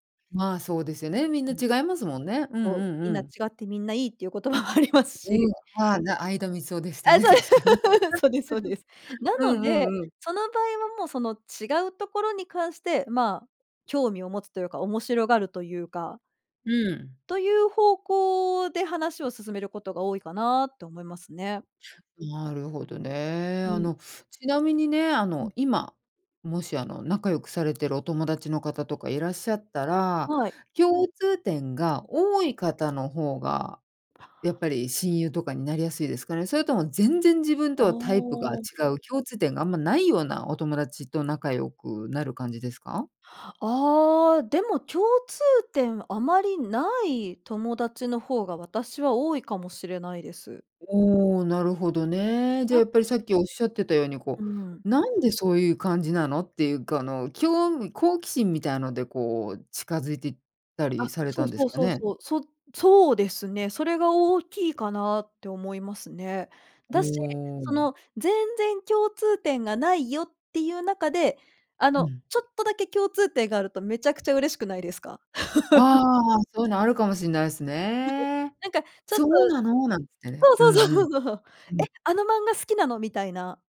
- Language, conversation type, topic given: Japanese, podcast, 共通点を見つけるためには、どのように会話を始めればよいですか?
- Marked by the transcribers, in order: laughing while speaking: "もありますし"; tapping; laughing while speaking: "ああ、そうです"; laugh; giggle; laugh; giggle